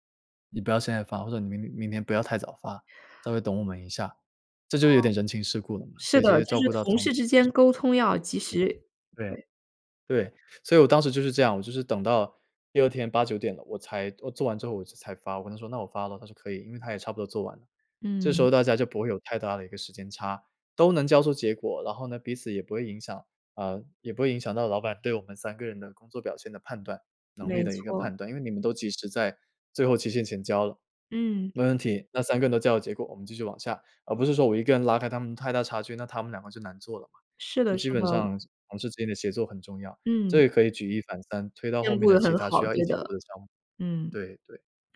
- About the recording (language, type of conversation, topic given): Chinese, podcast, 怎样用行动证明自己的改变？
- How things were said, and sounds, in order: none